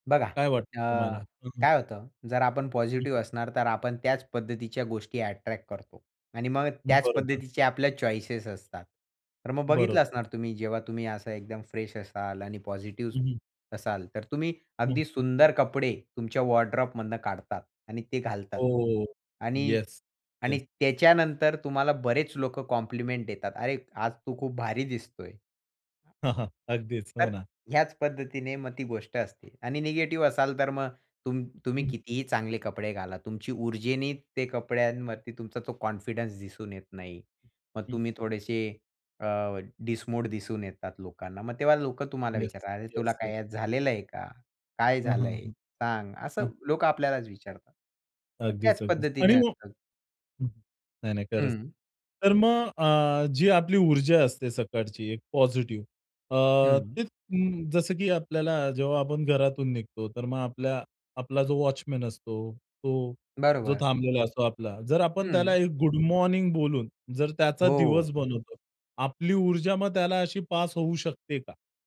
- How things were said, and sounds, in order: in English: "अट्रॅक्ट"; in English: "चॉईसेस"; in English: "वॉर्डरोब"; in English: "कॉम्प्लिमेंट"; chuckle; in English: "कॉन्फिडन्स"; other background noise; in English: "डिसमोड"
- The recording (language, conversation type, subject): Marathi, podcast, तुम्ही सकाळी ऊर्जा कशी टिकवता?